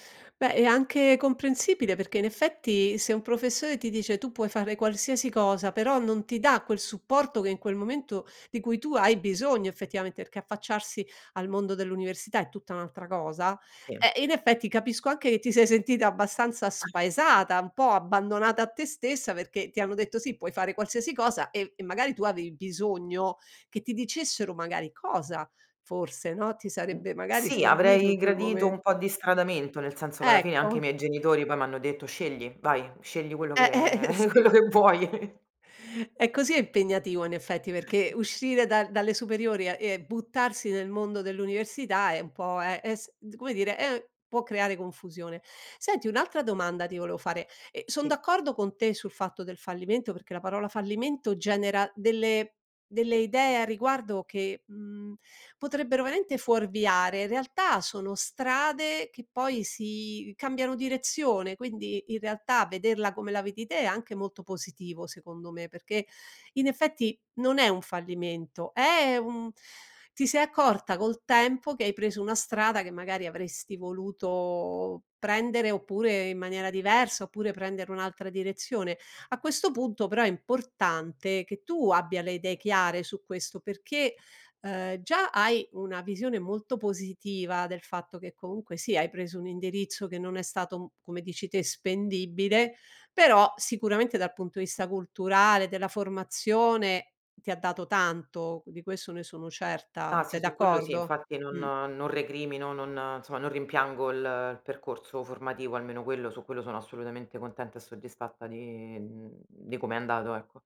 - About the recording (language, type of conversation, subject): Italian, advice, Come posso gestire la paura del rifiuto e del fallimento?
- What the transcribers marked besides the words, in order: unintelligible speech; other background noise; laughing while speaking: "eh sì"; laughing while speaking: "quello che vuoi"; chuckle; chuckle